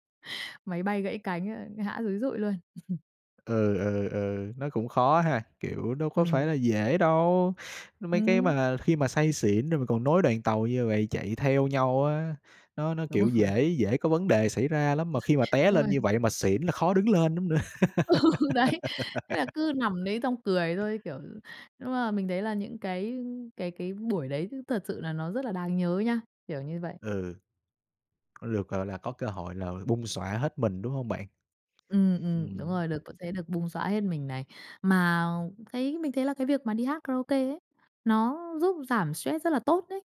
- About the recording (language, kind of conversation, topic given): Vietnamese, podcast, Hát karaoke bài gì khiến bạn cháy hết mình nhất?
- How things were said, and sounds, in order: other noise; other background noise; tapping; laughing while speaking: "Đúng rồi"; laugh; laughing while speaking: "Ừ, đấy"; giggle